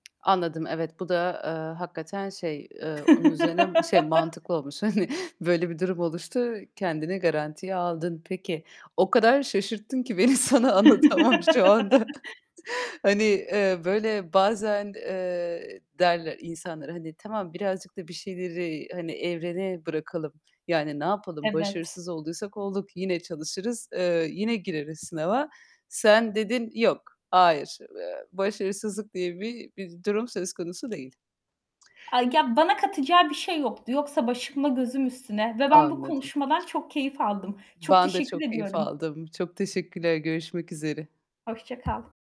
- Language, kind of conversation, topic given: Turkish, podcast, Tam vaktinde karşıma çıkan bir fırsatı nasıl yakaladım?
- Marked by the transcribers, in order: tapping; laugh; laughing while speaking: "Hani"; laugh; laughing while speaking: "beni sana anlatamam şu anda"; chuckle; static